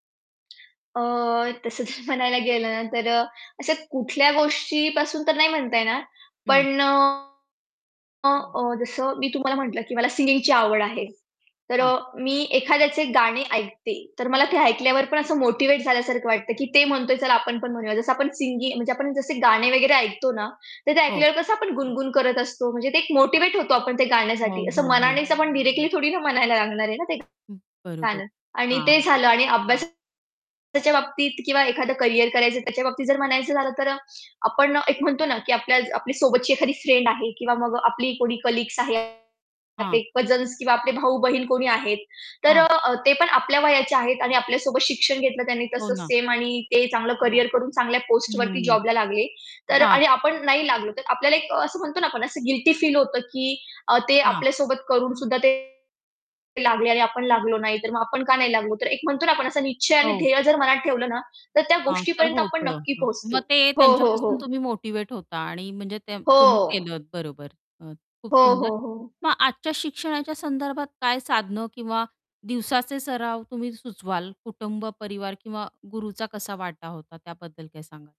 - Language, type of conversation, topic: Marathi, podcast, शिकण्याचा तुमचा प्रवास कसा सुरू झाला?
- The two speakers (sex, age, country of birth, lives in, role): female, 20-24, India, India, guest; female, 35-39, India, India, host
- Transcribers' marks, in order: laughing while speaking: "तसं तर"; distorted speech; other background noise; static; other noise; in English: "कलीग्स"; in English: "गिल्टी"